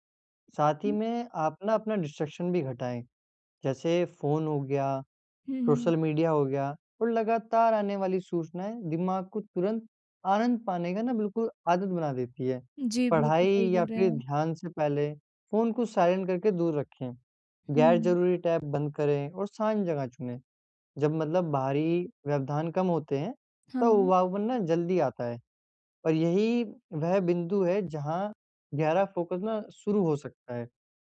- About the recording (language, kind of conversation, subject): Hindi, advice, क्या उबाऊपन को अपनाकर मैं अपना ध्यान और गहरी पढ़ाई की क्षमता बेहतर कर सकता/सकती हूँ?
- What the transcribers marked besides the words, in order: other background noise; in English: "डिस्ट्रैक्शन"; in English: "साइलेंट"; in English: "टैब"; in English: "फ़ोकस"